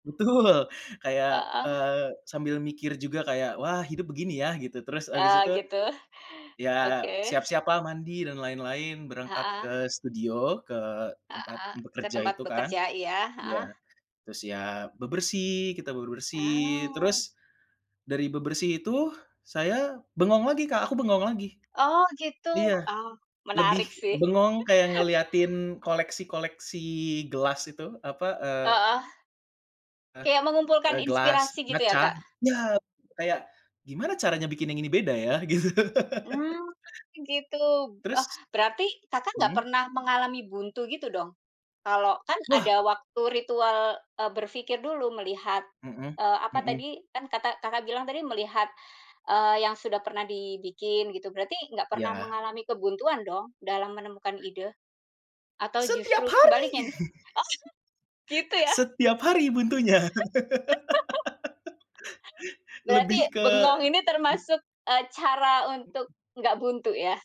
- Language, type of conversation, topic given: Indonesian, podcast, Bagaimana kamu menjaga konsistensi berkarya setiap hari?
- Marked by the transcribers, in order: laughing while speaking: "Betul"; chuckle; laugh; laugh; chuckle; laughing while speaking: "Oh! Gitu, ya?"; laugh